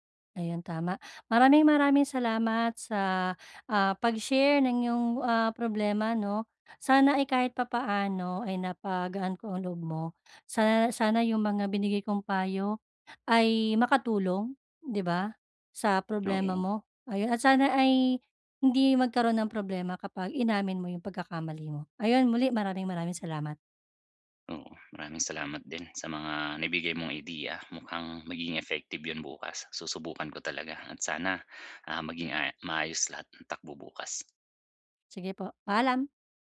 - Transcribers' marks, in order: none
- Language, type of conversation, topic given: Filipino, advice, Paano ko tatanggapin ang responsibilidad at matututo mula sa aking mga pagkakamali?